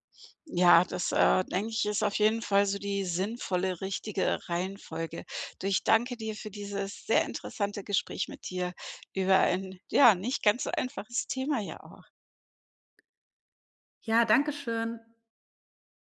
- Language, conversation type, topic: German, podcast, Wie entschuldigt man sich so, dass es echt rüberkommt?
- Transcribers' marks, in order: other background noise